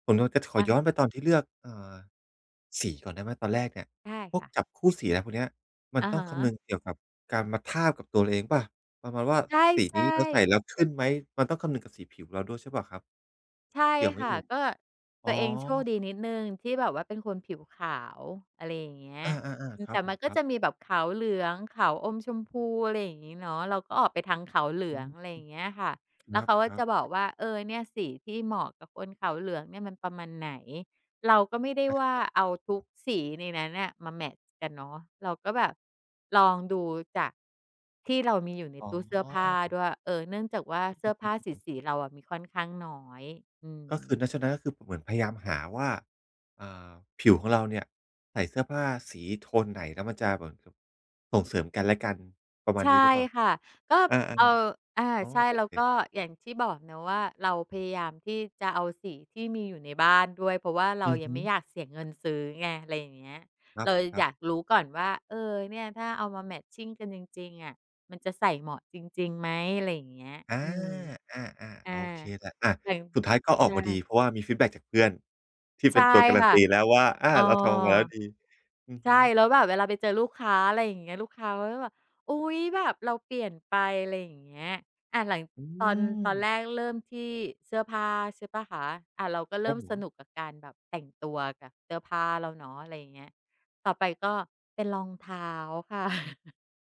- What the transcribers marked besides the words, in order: other noise; unintelligible speech; laughing while speaking: "ค่ะ"; other background noise
- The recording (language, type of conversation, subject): Thai, podcast, จะผสมเทรนด์กับเอกลักษณ์ส่วนตัวยังไงให้ลงตัว?